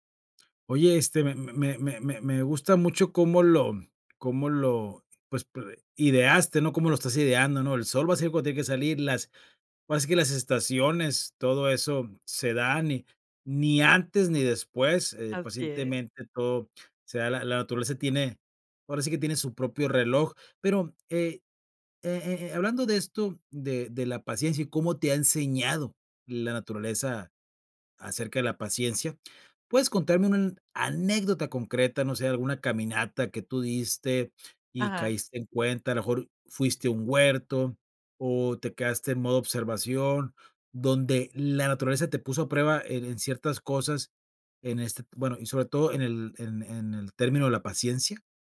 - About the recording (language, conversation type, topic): Spanish, podcast, Oye, ¿qué te ha enseñado la naturaleza sobre la paciencia?
- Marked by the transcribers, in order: none